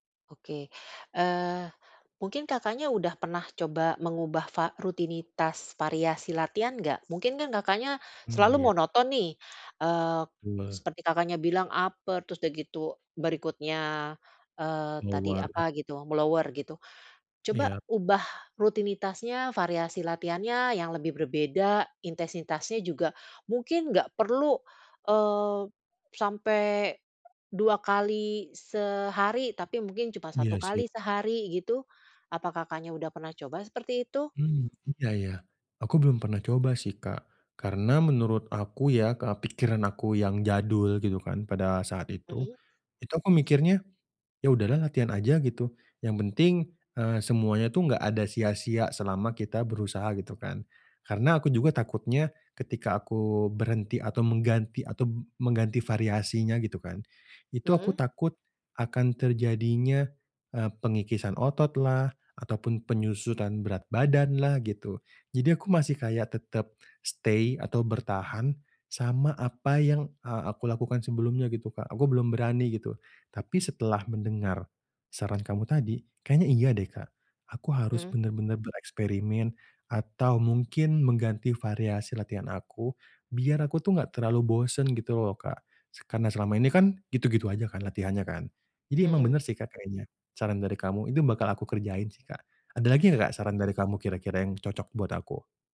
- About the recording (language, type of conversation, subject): Indonesian, advice, Kenapa saya cepat bosan dan kehilangan motivasi saat berlatih?
- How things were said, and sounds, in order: other background noise; tapping; in English: "upper"; in English: "Lower"; in English: "lower"; in English: "stay"